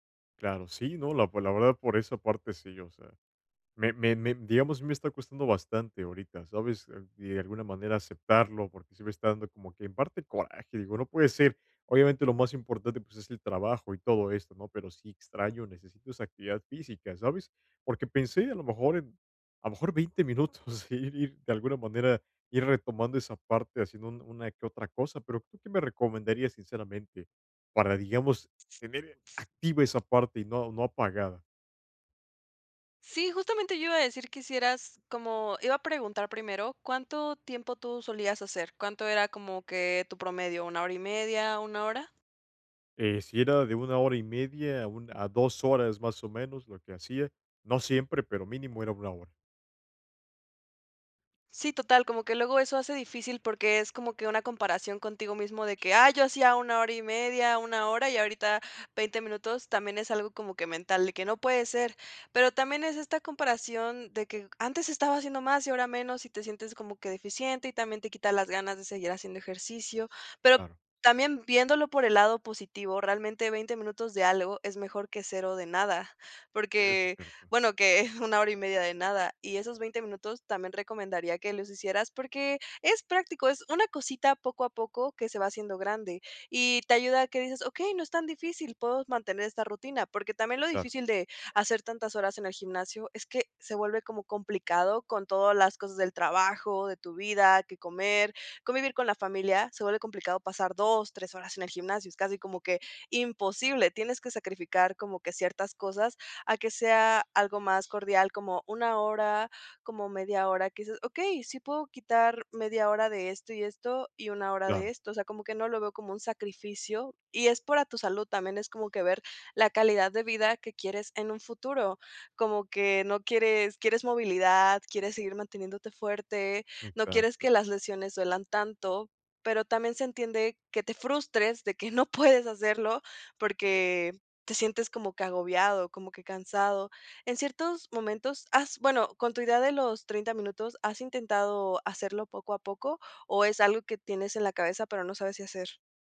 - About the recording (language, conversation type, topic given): Spanish, advice, ¿Cómo puedo mantener una rutina de ejercicio regular si tengo una vida ocupada y poco tiempo libre?
- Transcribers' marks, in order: giggle; other background noise; unintelligible speech; giggle; giggle